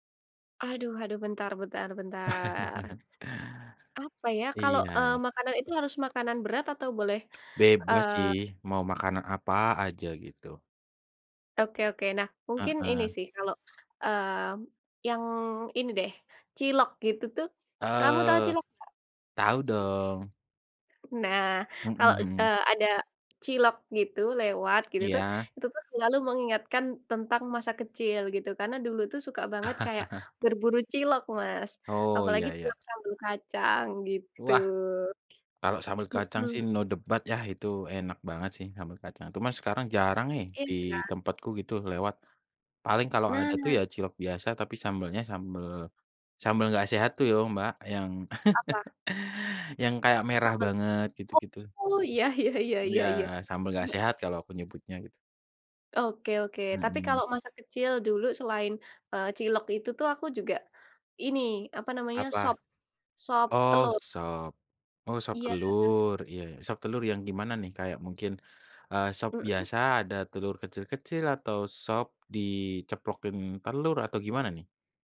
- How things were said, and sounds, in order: other background noise; chuckle; tapping; chuckle; in Javanese: "yo"; chuckle; laughing while speaking: "iya iya iya iya iya"
- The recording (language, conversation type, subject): Indonesian, unstructured, Bagaimana makanan memengaruhi kenangan masa kecilmu?